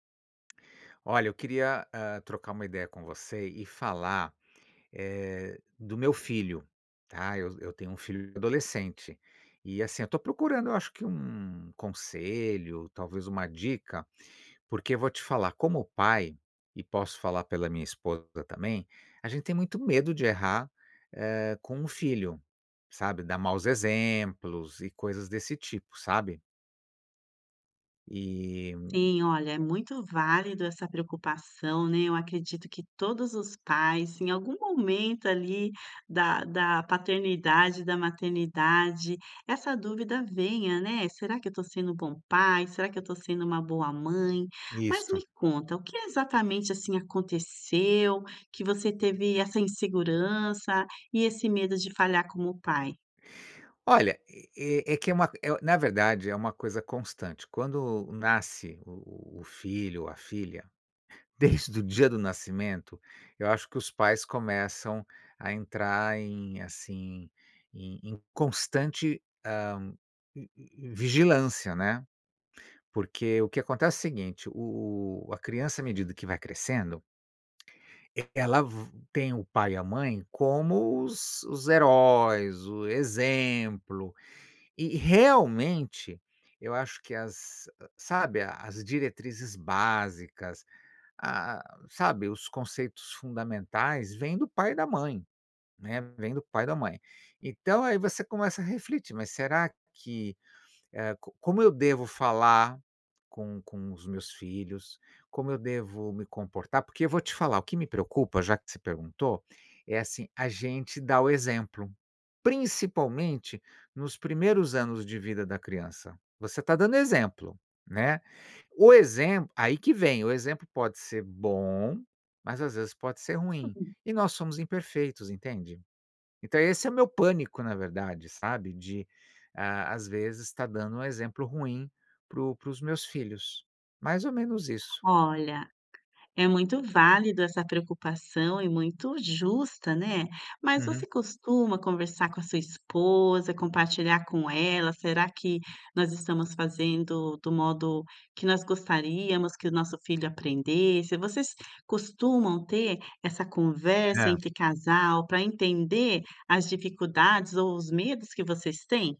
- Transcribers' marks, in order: tongue click; other noise; unintelligible speech; tapping
- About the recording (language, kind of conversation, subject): Portuguese, advice, Como lidar com o medo de falhar como pai ou mãe depois de ter cometido um erro com seu filho?